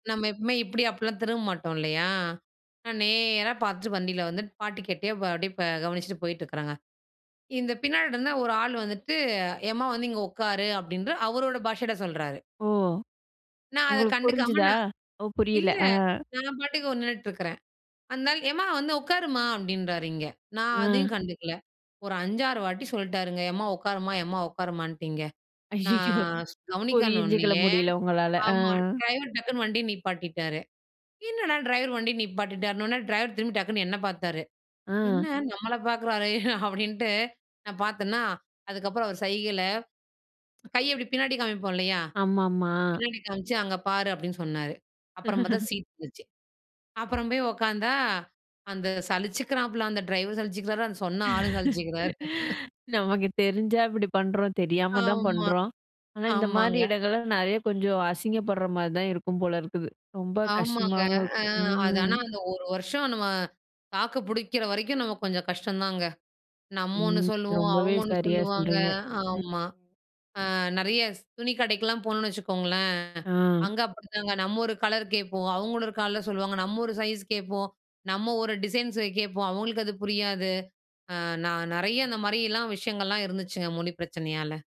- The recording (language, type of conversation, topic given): Tamil, podcast, நீங்கள் மொழிச் சிக்கலை எப்படிச் சமாளித்தீர்கள்?
- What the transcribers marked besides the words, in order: drawn out: "வந்துட்டு"; laughing while speaking: "ஐயய்யோ! புரிஞ்சிக்க முடியல"; "கவனிக்கல" said as "கவனிக்கன்"; chuckle; chuckle; laugh; laughing while speaking: "சலிச்சிக்கிறாரு"; drawn out: "ம்"; other background noise; "கலரு" said as "கால்ல"; in English: "சைஸ்"; in English: "டிசைன்ஸ்ஸ"